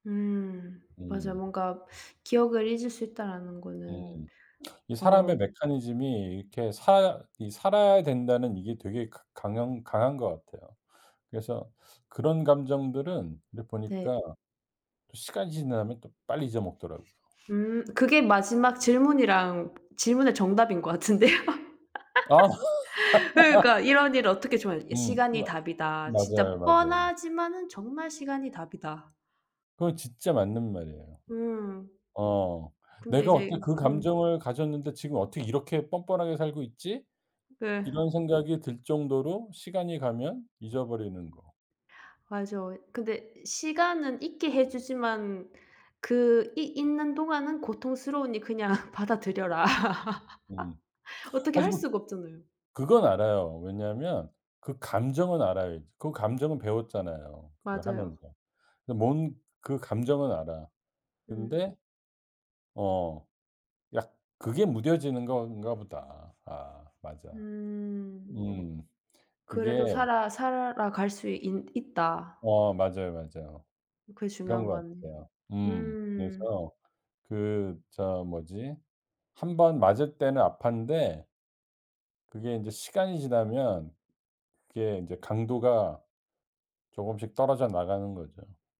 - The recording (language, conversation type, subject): Korean, unstructured, 사랑하는 사람을 잃었을 때 가장 힘든 점은 무엇인가요?
- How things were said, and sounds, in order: tapping; other background noise; laughing while speaking: "같은데요"; laugh; laughing while speaking: "그냥 받아들여라"